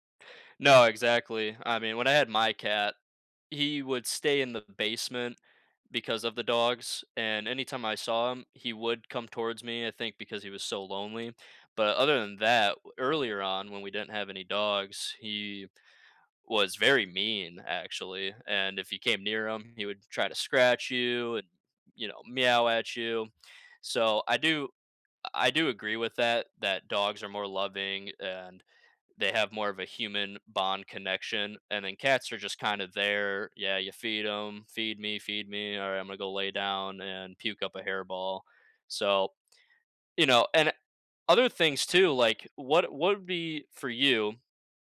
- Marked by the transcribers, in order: other background noise
- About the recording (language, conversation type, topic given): English, unstructured, What makes pets such good companions?
- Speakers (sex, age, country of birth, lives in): male, 20-24, United States, United States; male, 60-64, United States, United States